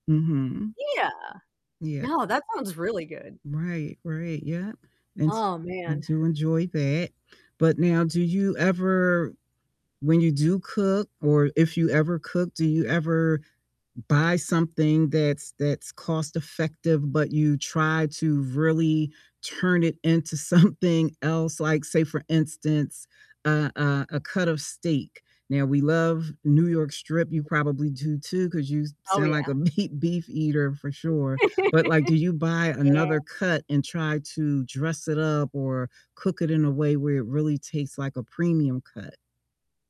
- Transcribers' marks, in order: static; distorted speech; laughing while speaking: "something"; other background noise; laughing while speaking: "meat"; laugh
- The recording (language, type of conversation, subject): English, unstructured, How can you talk about budget-friendly eating without making it feel limiting?